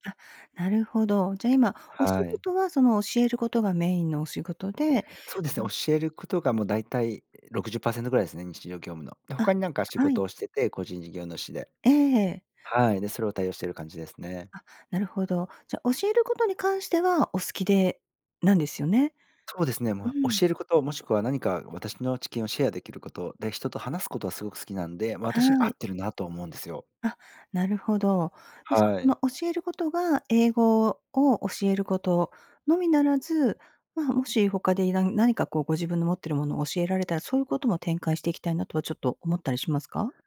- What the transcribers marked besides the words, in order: none
- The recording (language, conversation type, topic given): Japanese, advice, 長期的な目標に向けたモチベーションが続かないのはなぜですか？
- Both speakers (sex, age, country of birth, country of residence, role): female, 55-59, Japan, United States, advisor; male, 40-44, Japan, Japan, user